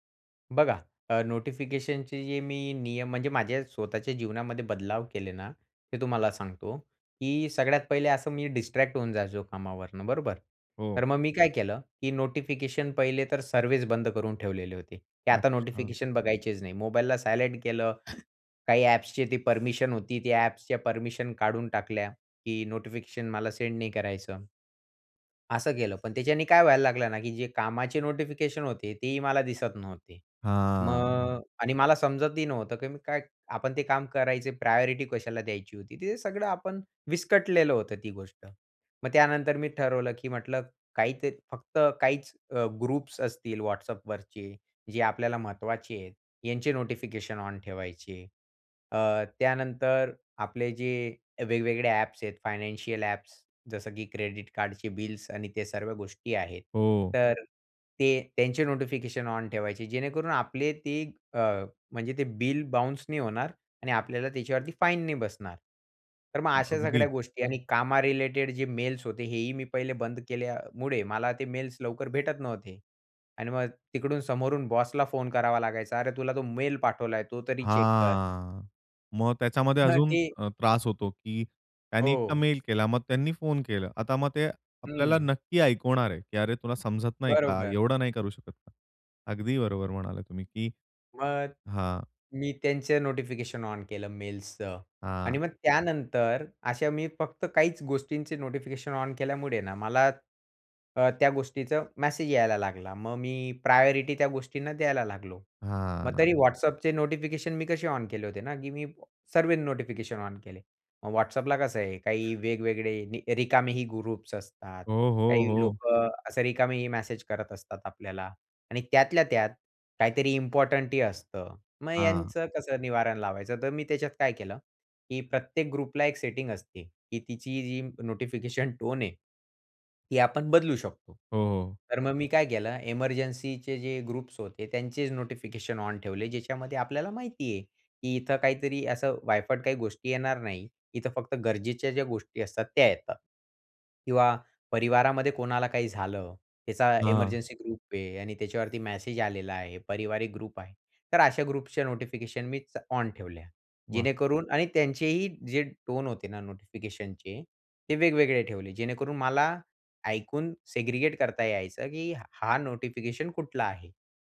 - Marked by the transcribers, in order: tapping; other background noise; inhale; in English: "प्रायोरिटी"; other noise; in English: "चेक"; in English: "प्रायोरिटी"; in English: "ग्रुप्स"; in English: "ग्रुपला"; in English: "ग्रुप्स"; in English: "ग्रुप"; in English: "ग्रुपच्या"; in English: "सेग्रीगेट"
- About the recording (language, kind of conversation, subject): Marathi, podcast, सूचना